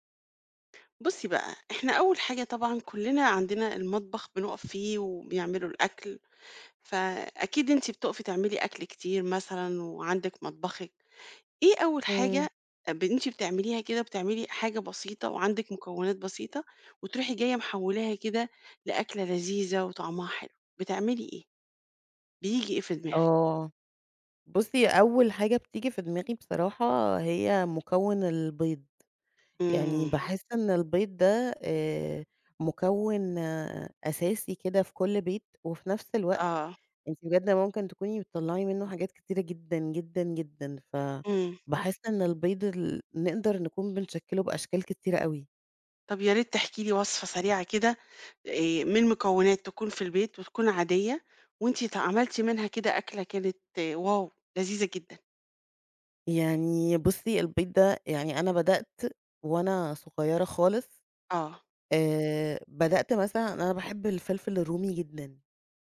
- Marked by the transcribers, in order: tapping
- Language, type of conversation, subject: Arabic, podcast, إزاي بتحوّل مكونات بسيطة لوجبة لذيذة؟